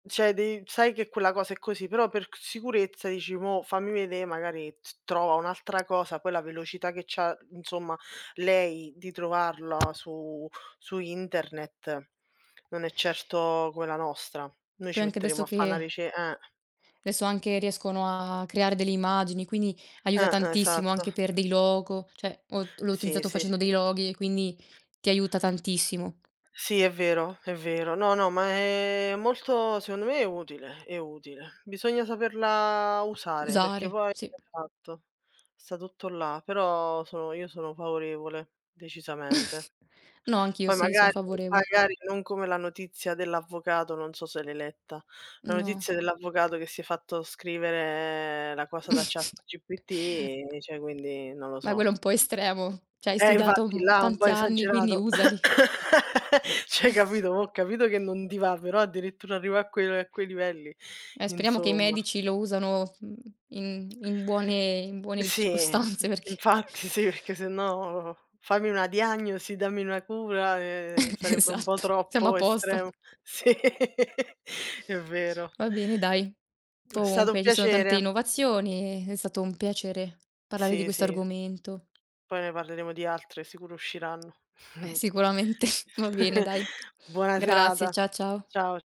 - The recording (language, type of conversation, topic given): Italian, unstructured, Qual è l’innovazione tecnologica che ti ha sorpreso di più?
- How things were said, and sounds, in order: tapping; other background noise; chuckle; chuckle; "cioè" said as "ceh"; cough; chuckle; laughing while speaking: "circostanze"; chuckle; laughing while speaking: "Esatto"; laughing while speaking: "Sì"; chuckle